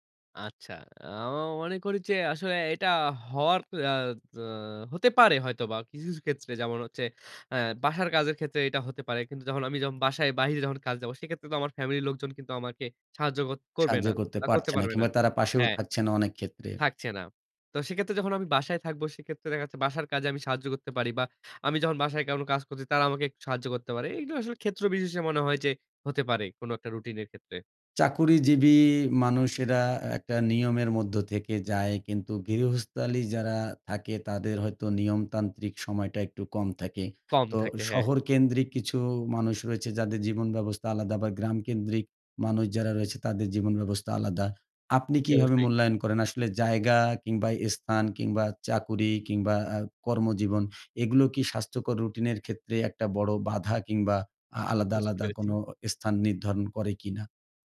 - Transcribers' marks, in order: "আমি" said as "আমা"; "কোন" said as "কাওনো"
- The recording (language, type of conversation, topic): Bengali, podcast, তুমি কীভাবে একটি স্বাস্থ্যকর সকালের রুটিন তৈরি করো?
- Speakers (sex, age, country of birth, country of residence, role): male, 25-29, Bangladesh, Bangladesh, guest; male, 40-44, Bangladesh, Bangladesh, host